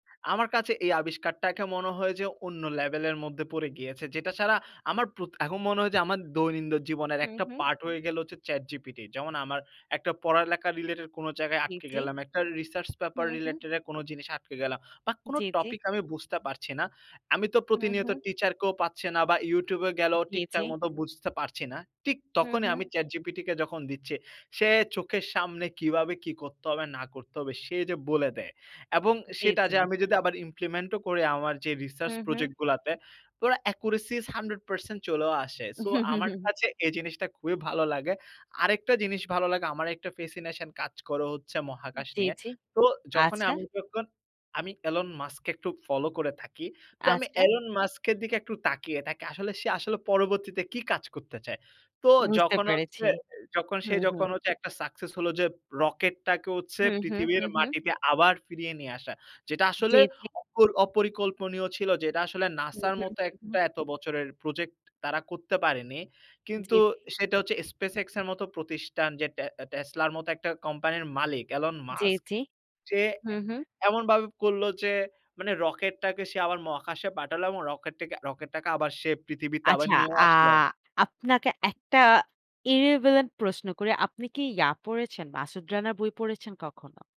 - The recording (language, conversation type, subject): Bengali, unstructured, কোন বৈজ্ঞানিক আবিষ্কার আপনাকে সবচেয়ে বেশি অবাক করেছে?
- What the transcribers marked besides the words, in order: other background noise; chuckle; in English: "irrelevant"